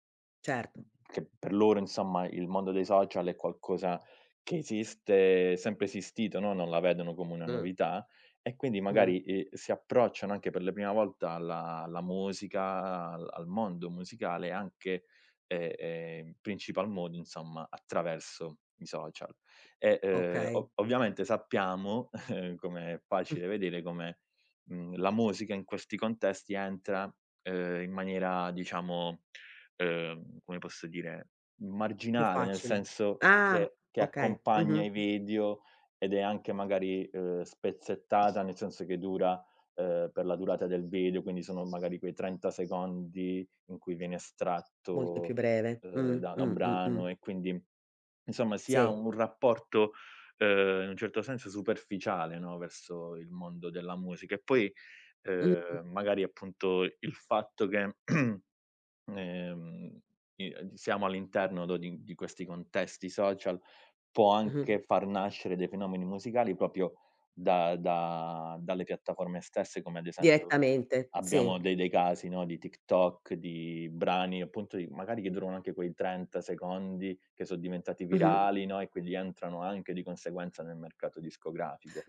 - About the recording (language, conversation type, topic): Italian, podcast, Come i social hanno cambiato il modo in cui ascoltiamo la musica?
- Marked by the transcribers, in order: chuckle; other background noise; throat clearing; "proprio" said as "propio"